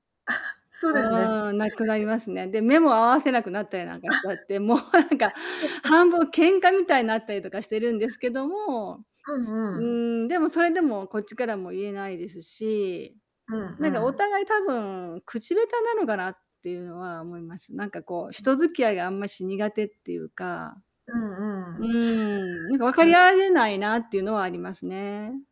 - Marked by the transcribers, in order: unintelligible speech; chuckle
- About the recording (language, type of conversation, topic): Japanese, unstructured, 友達と意見が合わないとき、どのように対応しますか？
- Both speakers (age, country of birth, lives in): 18-19, Japan, Japan; 50-54, Japan, Japan